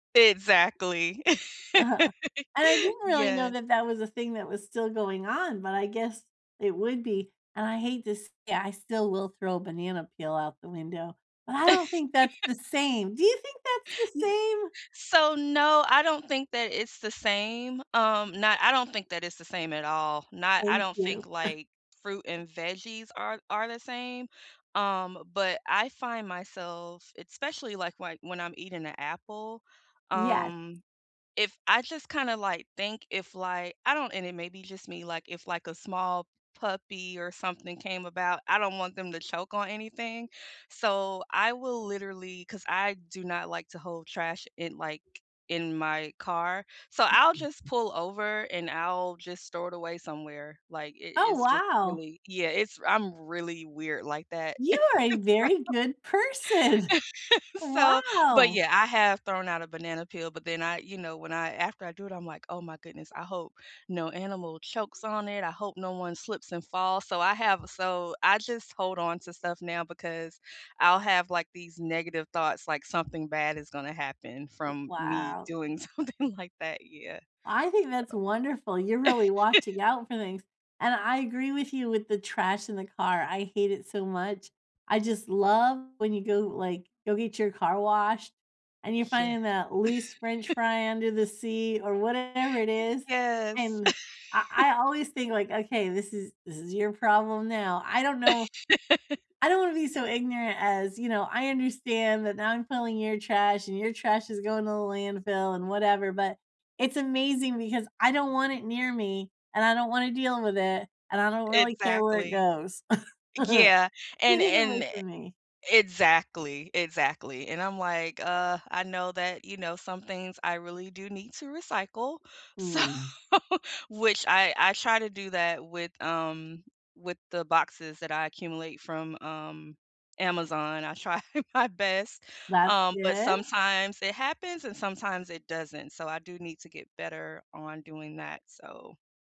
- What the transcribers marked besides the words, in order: laugh; laugh; chuckle; tapping; "especially" said as "itspecially"; other background noise; joyful: "You are a very good"; laugh; laughing while speaking: "so"; laugh; laughing while speaking: "so"; laughing while speaking: "person"; laughing while speaking: "something"; laugh; laugh; laugh; laugh; chuckle; laughing while speaking: "So"; laughing while speaking: "try"
- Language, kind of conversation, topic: English, unstructured, What feelings do you get when you see a polluted beach?
- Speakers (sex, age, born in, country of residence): female, 45-49, United States, United States; female, 50-54, United States, United States